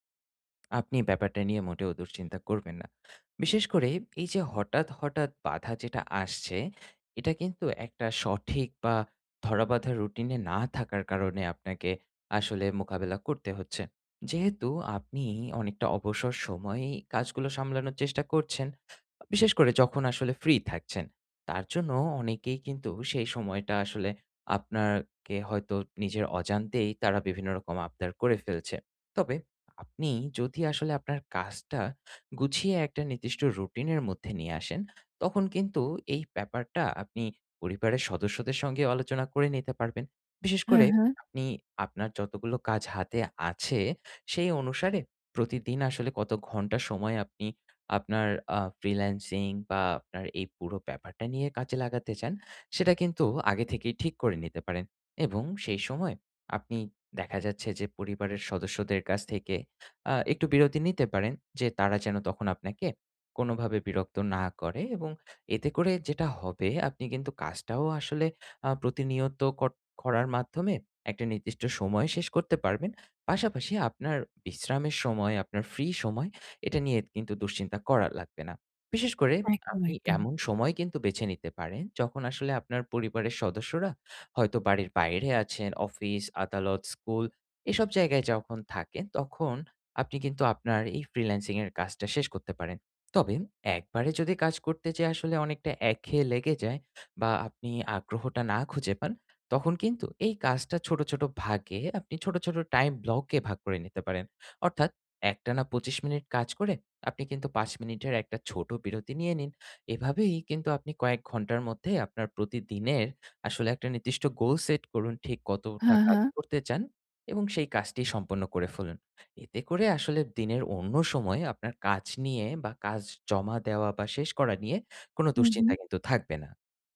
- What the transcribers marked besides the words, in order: tapping
- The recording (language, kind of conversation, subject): Bengali, advice, পরিকল্পনায় হঠাৎ ব্যস্ততা বা বাধা এলে আমি কীভাবে সামলাব?